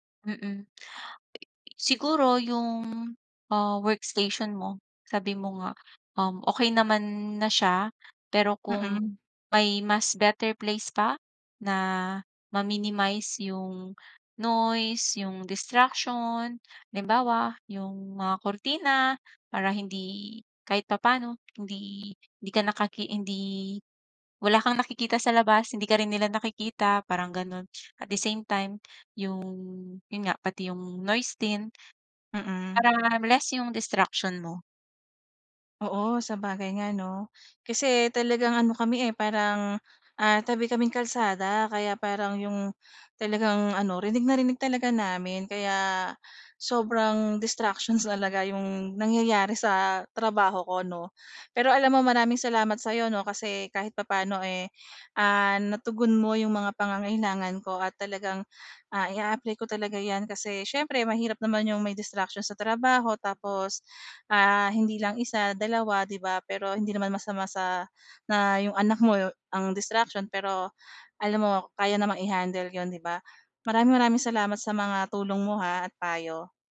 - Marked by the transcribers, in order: other background noise
- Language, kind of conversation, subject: Filipino, advice, Paano ako makakapagpokus sa gawain kapag madali akong madistrak?